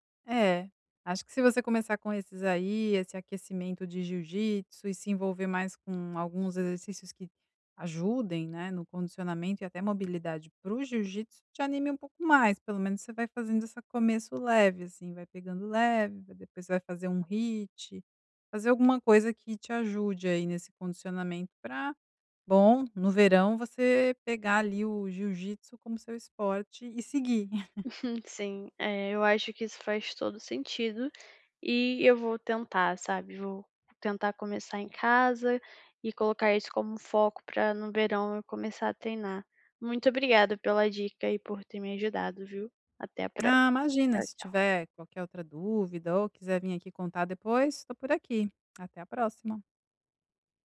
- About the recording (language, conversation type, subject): Portuguese, advice, Como posso começar a treinar e criar uma rotina sem ansiedade?
- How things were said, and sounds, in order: chuckle